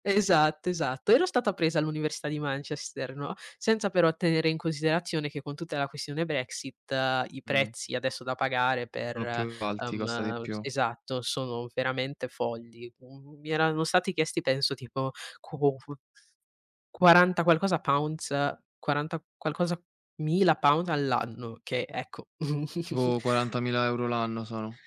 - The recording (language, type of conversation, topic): Italian, unstructured, Cosa significa per te lasciare un ricordo positivo?
- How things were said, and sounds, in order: other background noise; other noise; chuckle